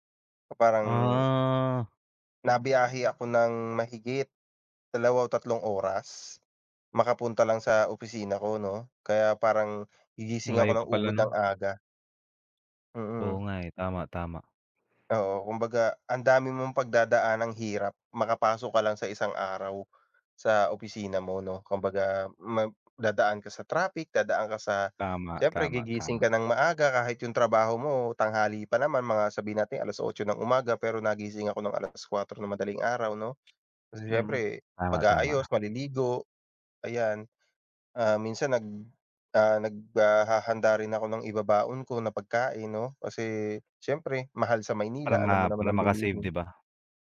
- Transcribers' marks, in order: none
- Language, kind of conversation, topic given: Filipino, unstructured, Mas pipiliin mo bang magtrabaho sa opisina o sa bahay?